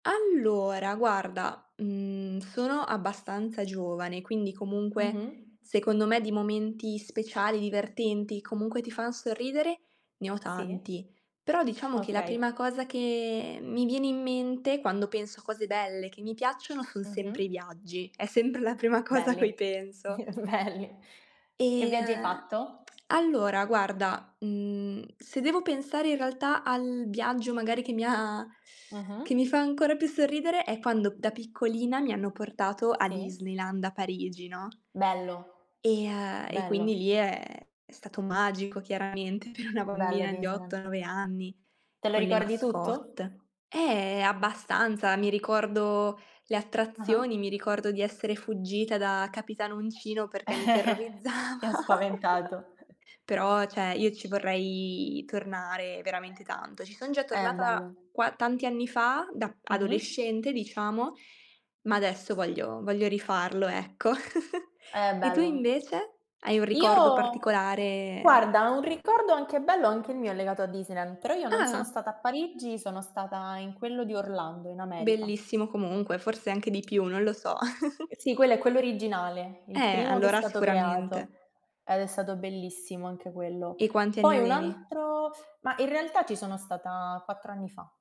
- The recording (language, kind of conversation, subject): Italian, unstructured, C’è un momento speciale che ti fa sempre sorridere?
- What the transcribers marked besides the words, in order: other background noise; tapping; chuckle; laughing while speaking: "Belli"; background speech; chuckle; chuckle; chuckle; surprised: "Ah"; chuckle